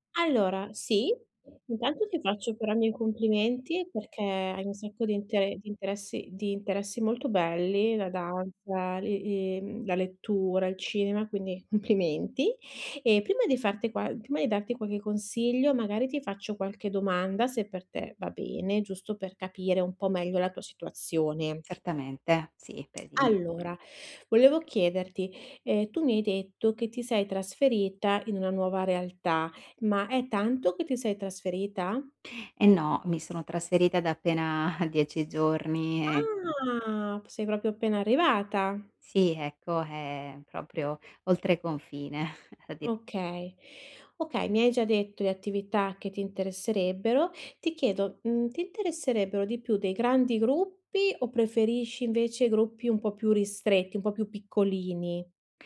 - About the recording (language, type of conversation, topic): Italian, advice, Come posso creare connessioni significative partecipando ad attività locali nella mia nuova città?
- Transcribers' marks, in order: other background noise; unintelligible speech; chuckle; drawn out: "Ah!"; "proprio" said as "propio"; sigh